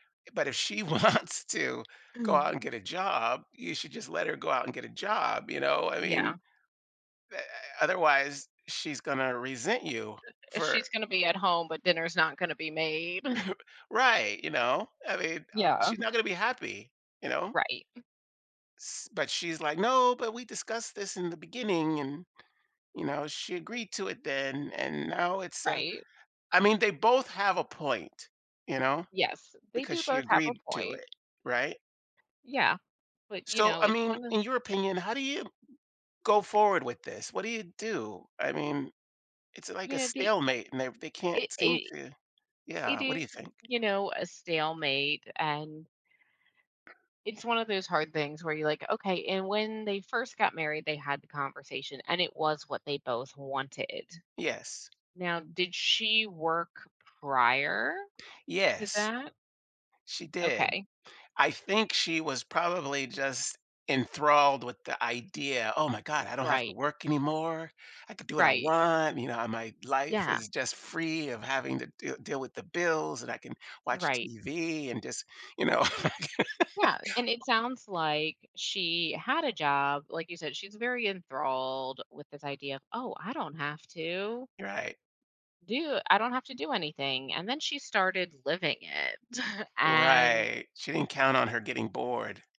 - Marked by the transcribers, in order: laughing while speaking: "wants"; chuckle; chuckle; other background noise; tapping; laughing while speaking: "I can't"; chuckle
- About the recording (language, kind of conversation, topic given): English, advice, How can I repair my friendship after a disagreement?
- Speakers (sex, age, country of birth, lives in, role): female, 40-44, United States, United States, advisor; male, 55-59, United States, United States, user